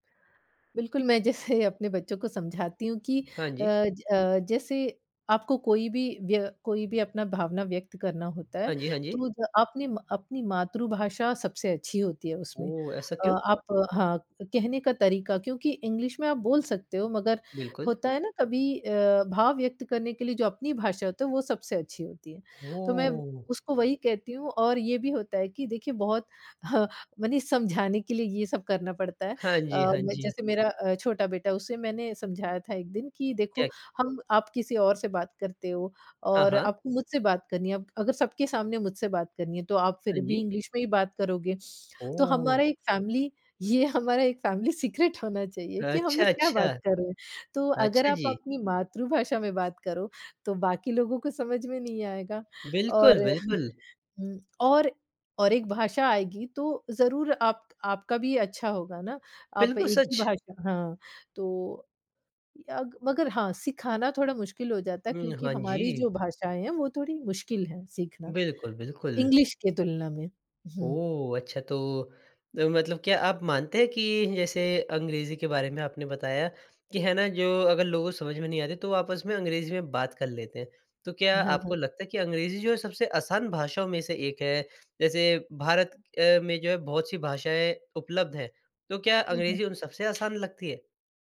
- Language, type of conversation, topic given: Hindi, podcast, नई पीढ़ी तक आप अपनी भाषा कैसे पहुँचाते हैं?
- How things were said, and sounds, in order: laughing while speaking: "जैसे"; in English: "इंग्लिश"; tapping; in English: "इंग्लिश"; in English: "फ़ेेमिली"; laughing while speaking: "हमारा एक फ़ेेमिली सीक्रेट होना चाहिए"; in English: "फ़ेेमिली सीक्रेट"; in English: "इंग्लिश"